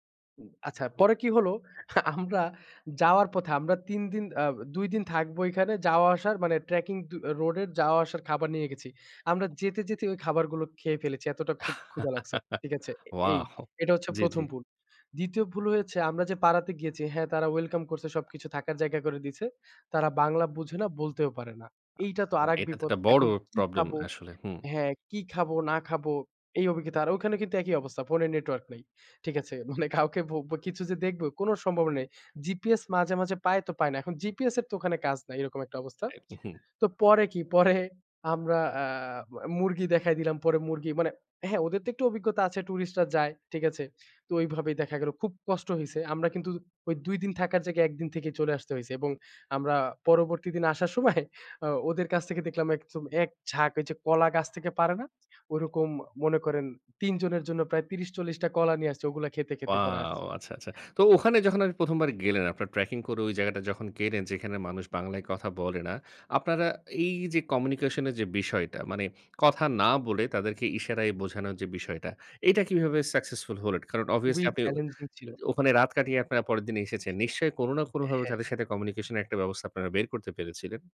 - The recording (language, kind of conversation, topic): Bengali, podcast, একাই ভ্রমণে নিরাপত্তা বজায় রাখতে কী কী পরামর্শ আছে?
- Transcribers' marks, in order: scoff; other noise; tapping; laugh; other background noise; chuckle; chuckle; unintelligible speech